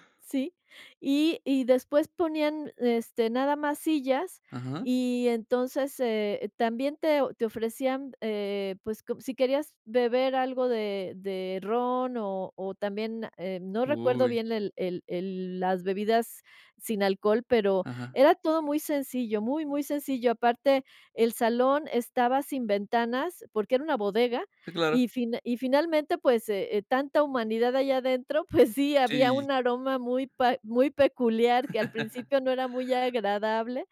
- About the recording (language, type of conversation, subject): Spanish, podcast, ¿Alguna vez te han recomendado algo que solo conocen los locales?
- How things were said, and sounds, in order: chuckle; laugh